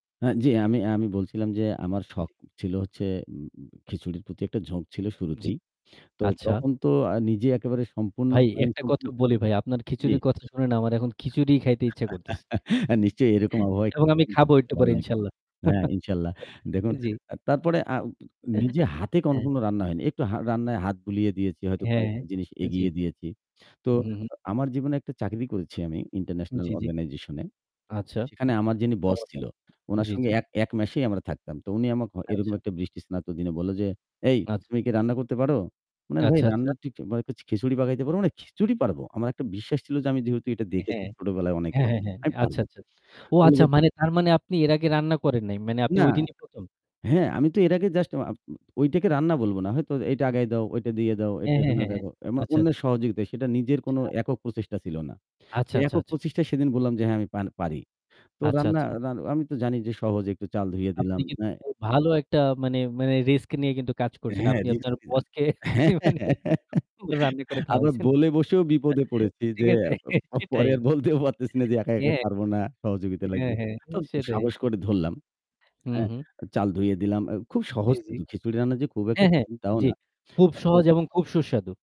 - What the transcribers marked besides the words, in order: static; other background noise; chuckle; distorted speech; chuckle; "কখনো" said as "কনখন"; "আমাকে" said as "আমাক"; tapping; laugh; laughing while speaking: "বসকে মানে রান্না করে খাওয়াইছেন। ঠিক আছে, সেটাই"; laughing while speaking: "প পরে আর বলতেও পারতেছি না যে একা, একা পারবো না"
- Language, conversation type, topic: Bengali, unstructured, রান্না শেখার সবচেয়ে মজার স্মৃতিটা কী?